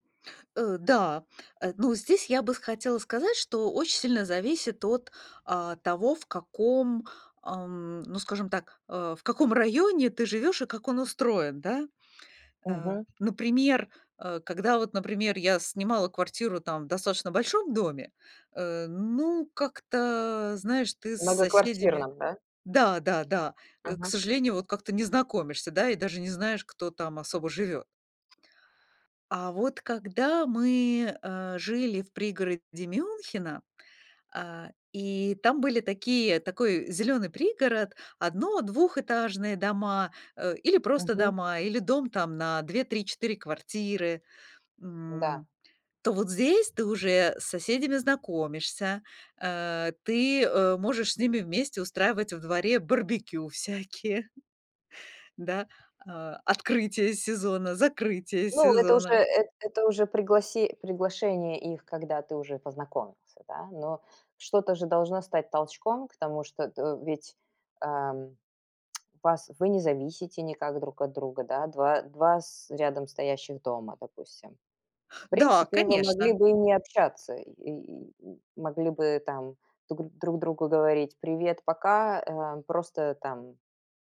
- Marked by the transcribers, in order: tapping; laughing while speaking: "всякие"; tsk
- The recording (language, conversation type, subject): Russian, podcast, Как справляться с одиночеством в большом городе?